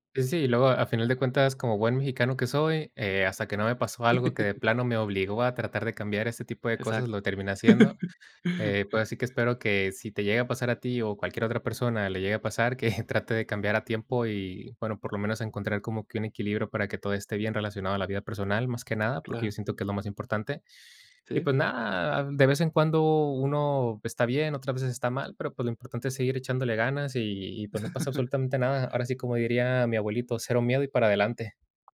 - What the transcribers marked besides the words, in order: laugh; laugh; laughing while speaking: "que"; laugh; other background noise
- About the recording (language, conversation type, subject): Spanish, podcast, ¿Cómo gestionas tu tiempo entre el trabajo, el estudio y tu vida personal?